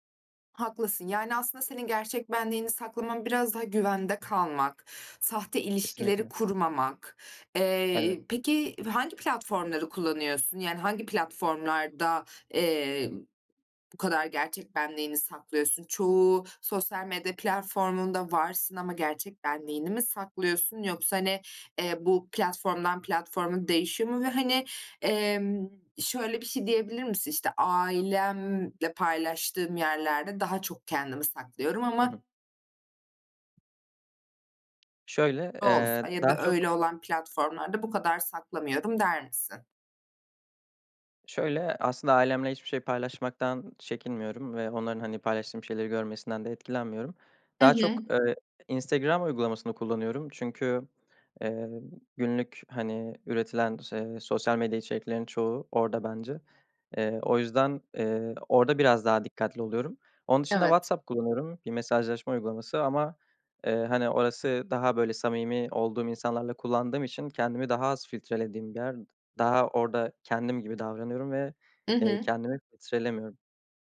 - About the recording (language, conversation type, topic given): Turkish, advice, Sosyal medyada gerçek benliğinizi neden saklıyorsunuz?
- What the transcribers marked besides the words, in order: tapping; unintelligible speech